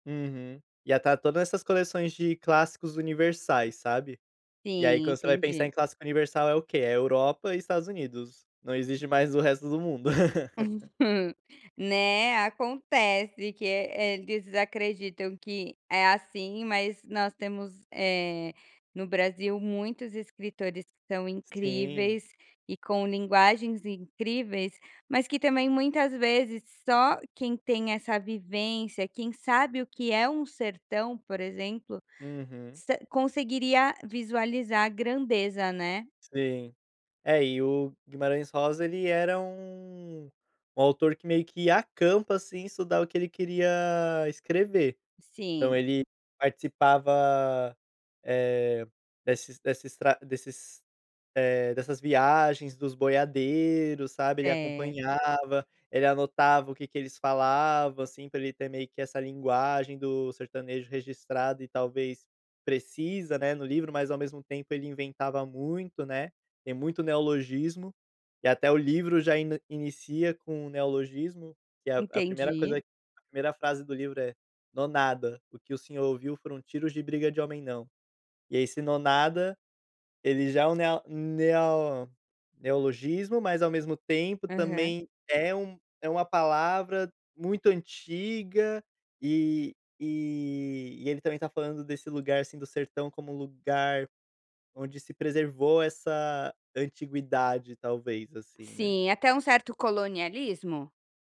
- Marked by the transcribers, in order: laugh; tapping
- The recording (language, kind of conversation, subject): Portuguese, podcast, O que você mais gosta em ler livros?